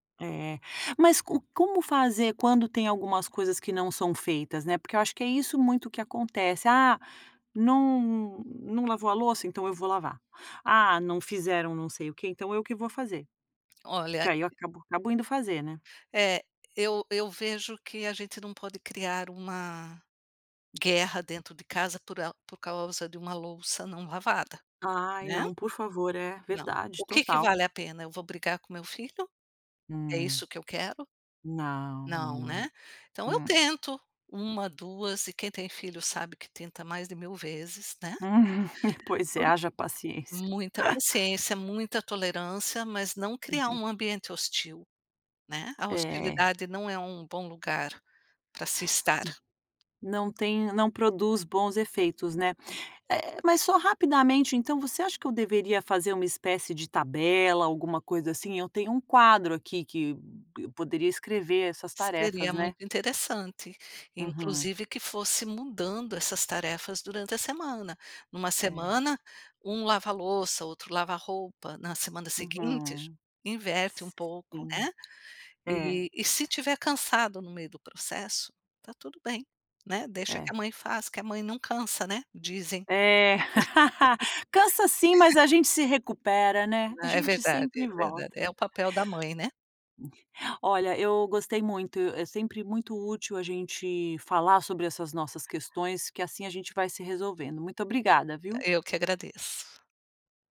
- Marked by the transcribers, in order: tapping; other background noise; chuckle; chuckle; laugh; laugh
- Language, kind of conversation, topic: Portuguese, advice, Como posso superar a dificuldade de delegar tarefas no trabalho ou em casa?